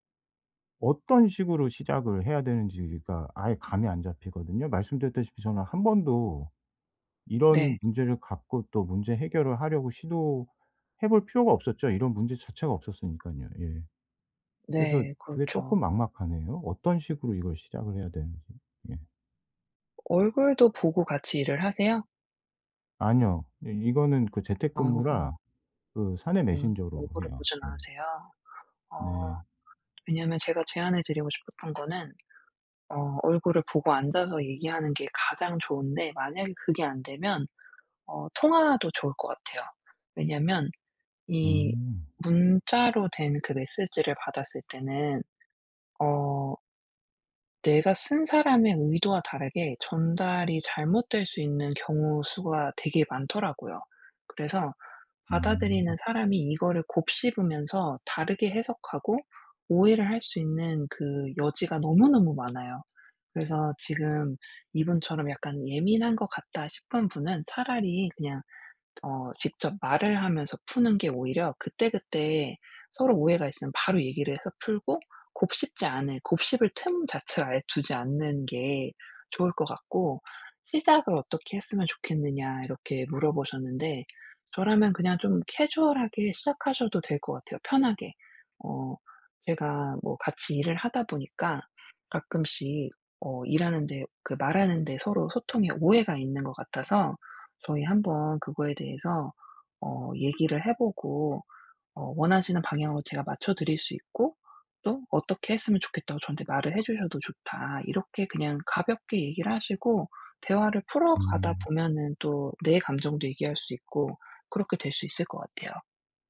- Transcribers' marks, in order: other background noise; tapping
- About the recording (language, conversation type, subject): Korean, advice, 감정이 상하지 않도록 상대에게 건설적인 피드백을 어떻게 말하면 좋을까요?